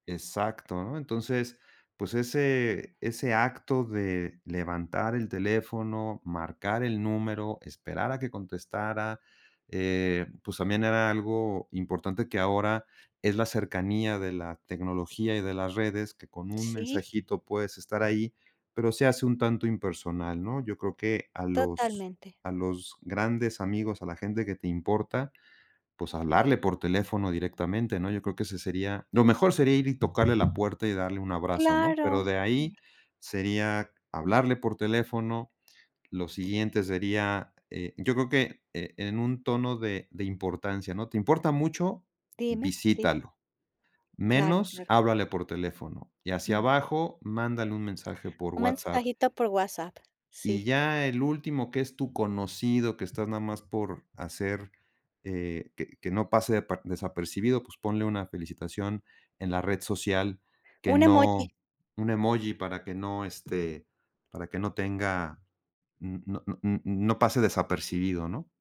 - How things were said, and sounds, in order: tapping; other background noise; other noise
- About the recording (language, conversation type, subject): Spanish, podcast, ¿Cómo construyes amistades duraderas en la vida adulta?